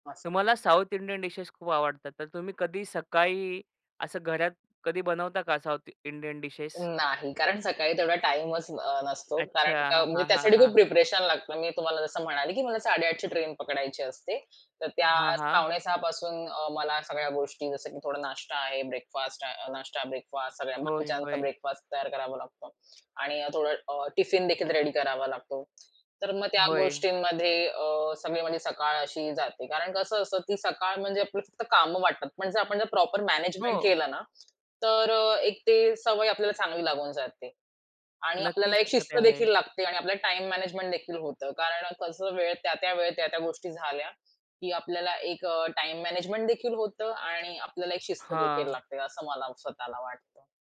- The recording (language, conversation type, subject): Marathi, podcast, तुमच्या घरी सकाळची तयारी कशी चालते, अगं सांगशील का?
- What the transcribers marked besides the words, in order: other background noise